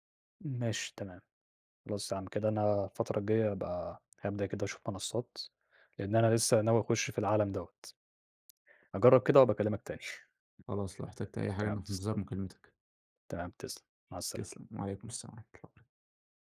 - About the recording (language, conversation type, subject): Arabic, podcast, إيه اللي بتحبه أكتر: تروح السينما ولا تتفرّج أونلاين في البيت؟ وليه؟
- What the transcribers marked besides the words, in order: laugh; horn